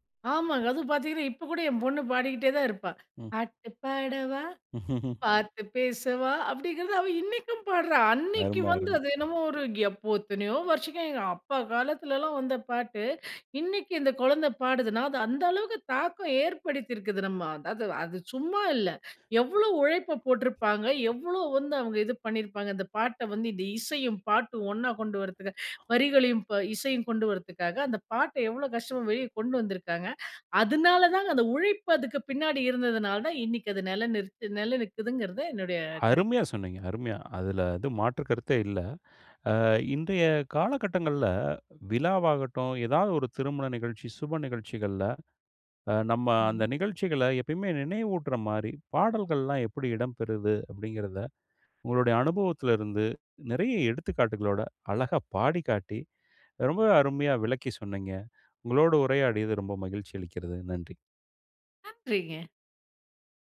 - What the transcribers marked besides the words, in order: singing: "பாட்டு பாடவா! பார்த்து பேசவா!"; chuckle; other background noise; "எதாவது" said as "எதா"
- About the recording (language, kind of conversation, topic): Tamil, podcast, விழா அல்லது திருமணம் போன்ற நிகழ்ச்சிகளை நினைவூட்டும் பாடல் எது?